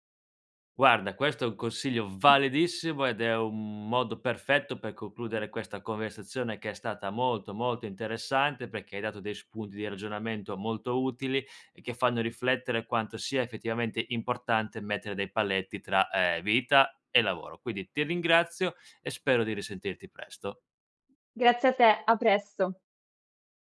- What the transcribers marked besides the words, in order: background speech; tapping
- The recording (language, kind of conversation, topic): Italian, podcast, Com'è per te l'equilibrio tra vita privata e lavoro?